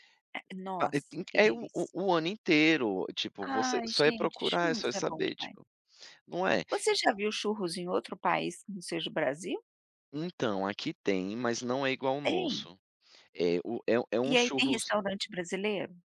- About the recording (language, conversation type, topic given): Portuguese, podcast, Qual comida de rua mais representa a sua cidade?
- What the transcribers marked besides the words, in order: none